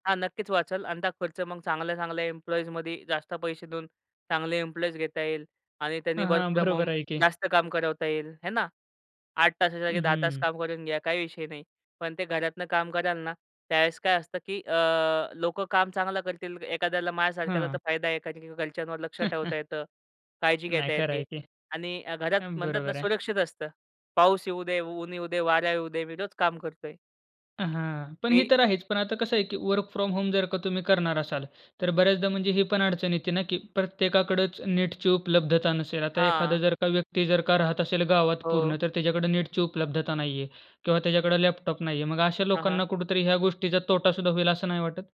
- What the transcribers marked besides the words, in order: laughing while speaking: "बरोबर आहे की"; in English: "वर्क फ्रॉम होम"; tapping; chuckle; joyful: "मी रोज काम करतोय"; in English: "वर्क फ्रॉम होम"
- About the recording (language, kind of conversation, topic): Marathi, podcast, भविष्यात कामाचा दिवस मुख्यतः ऑफिसमध्ये असेल की घरातून, तुमच्या अनुभवातून तुम्हाला काय वाटते?